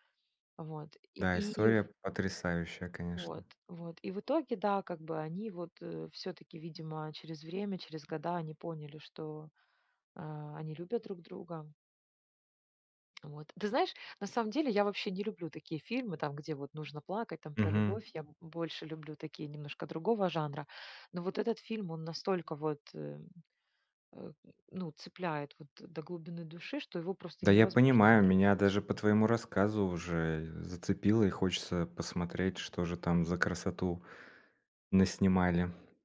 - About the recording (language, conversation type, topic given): Russian, podcast, О каком своём любимом фильме вы бы рассказали и почему он вам близок?
- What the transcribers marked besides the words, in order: tapping